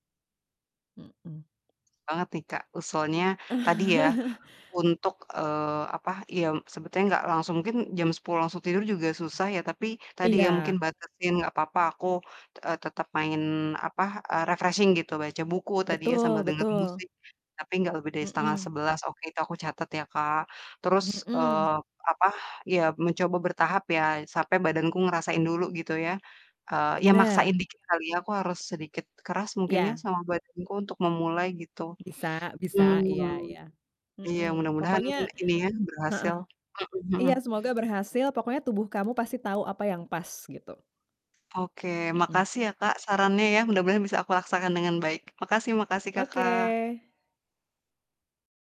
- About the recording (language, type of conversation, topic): Indonesian, advice, Bagaimana cara agar saya bisa lebih mudah bangun pagi dan konsisten berolahraga?
- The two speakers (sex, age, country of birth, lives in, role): female, 30-34, Indonesia, Indonesia, user; female, 40-44, Indonesia, United States, advisor
- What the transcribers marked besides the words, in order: tapping; chuckle; other background noise; distorted speech; in English: "refreshing"; background speech